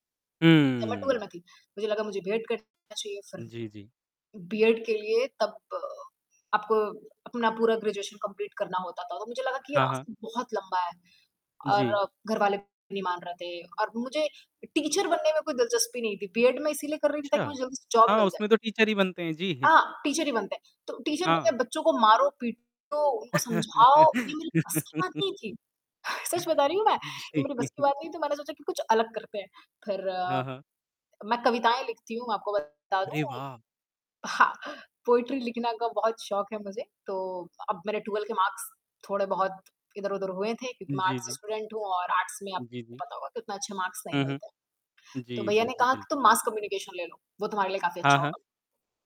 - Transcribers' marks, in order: mechanical hum; in English: "ट्वेल्व"; distorted speech; static; in English: "ग्रेजुएशन कंप्लीट"; in English: "टीचर"; in English: "जॉब"; in English: "टीचर"; laughing while speaking: "जी"; in English: "टीचर"; in English: "टीचर"; chuckle; chuckle; in English: "पोएट्री"; in English: "ट्वेल्व"; in English: "मार्क्स"; in English: "आर्ट्स स्टूडेंट"; in English: "आर्ट्स"; in English: "मार्क्स"; in English: "मास कम्युनिकेशन"
- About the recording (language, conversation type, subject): Hindi, podcast, सपनों को हकीकत में कैसे बदला जा सकता है?